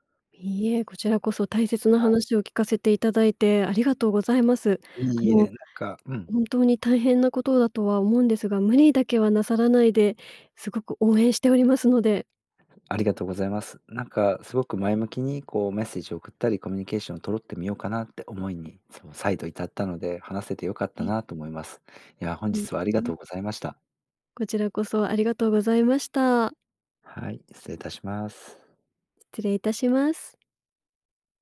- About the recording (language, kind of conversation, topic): Japanese, advice, 冷めた関係をどう戻すか悩んでいる
- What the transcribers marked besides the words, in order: unintelligible speech